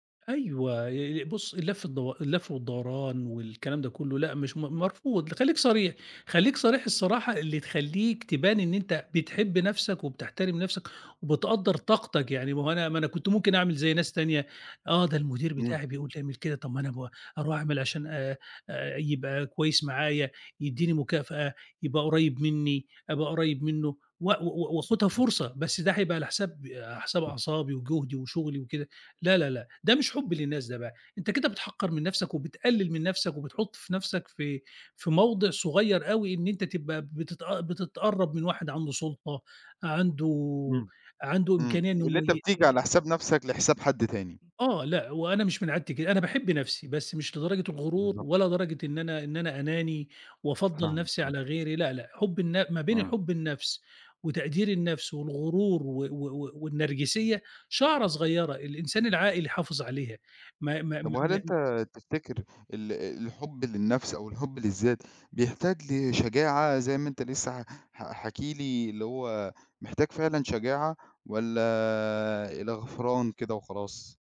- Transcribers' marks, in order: tapping
- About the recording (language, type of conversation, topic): Arabic, podcast, إزاي أتعلم أحب نفسي أكتر؟